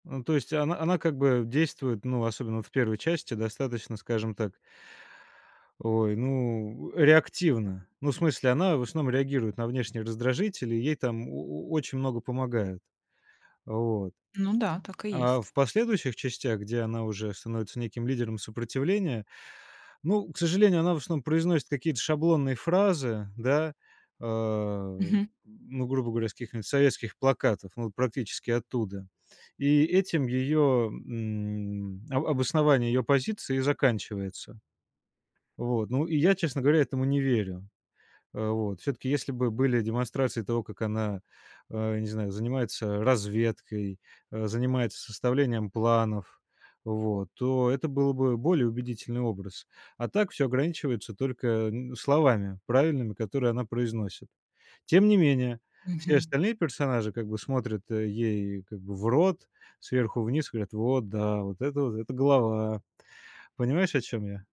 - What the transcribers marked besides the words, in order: other background noise; tapping
- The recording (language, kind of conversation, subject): Russian, podcast, Почему, на ваш взгляд, важно, как разные группы людей представлены в кино и книгах?